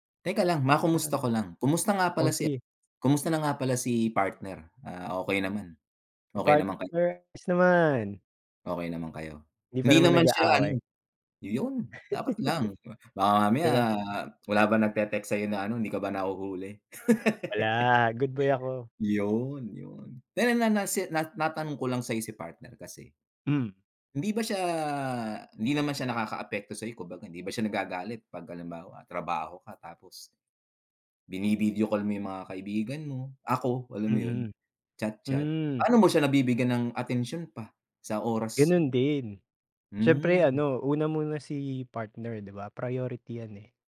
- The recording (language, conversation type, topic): Filipino, unstructured, Paano mo binabalanse ang oras para sa trabaho at oras para sa mga kaibigan?
- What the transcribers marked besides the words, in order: other background noise; laugh; laugh